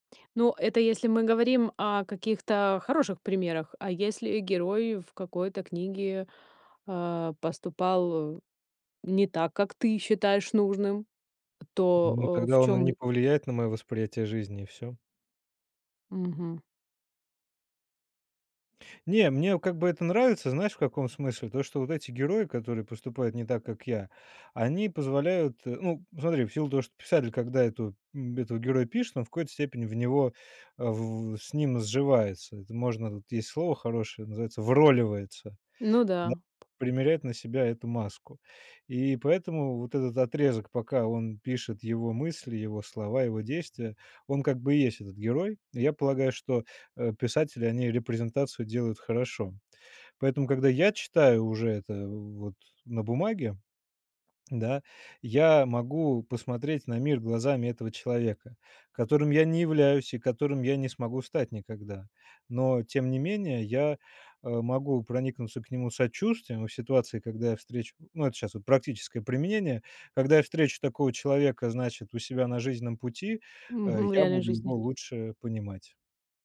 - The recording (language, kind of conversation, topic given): Russian, podcast, Как книги влияют на наше восприятие жизни?
- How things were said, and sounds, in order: tapping; other background noise